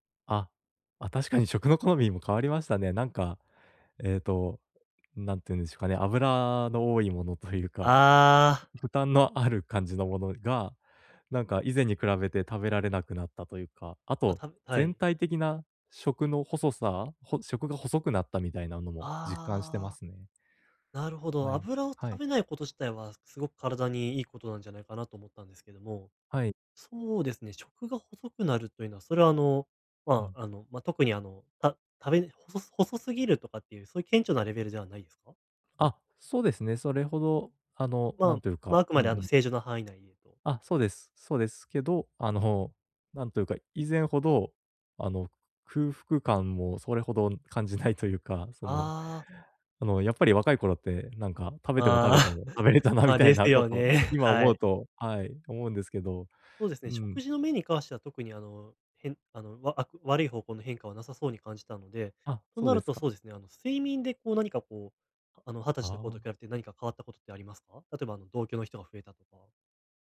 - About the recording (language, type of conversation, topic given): Japanese, advice, 毎日のエネルギー低下が疲れなのか燃え尽きなのか、どのように見分ければよいですか？
- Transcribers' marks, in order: unintelligible speech; chuckle; other background noise